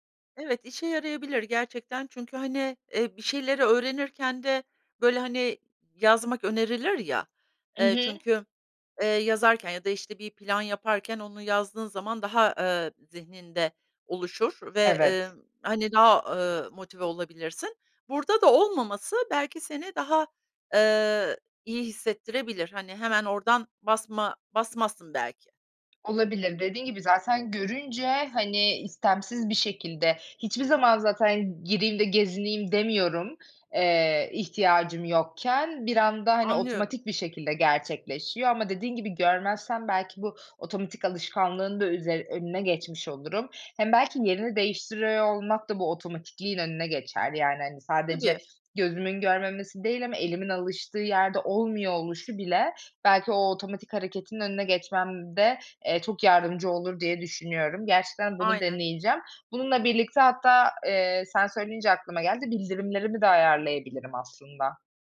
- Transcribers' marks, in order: other background noise
- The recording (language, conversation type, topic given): Turkish, advice, Sosyal medya ve telefon yüzünden dikkatimin sürekli dağılmasını nasıl önleyebilirim?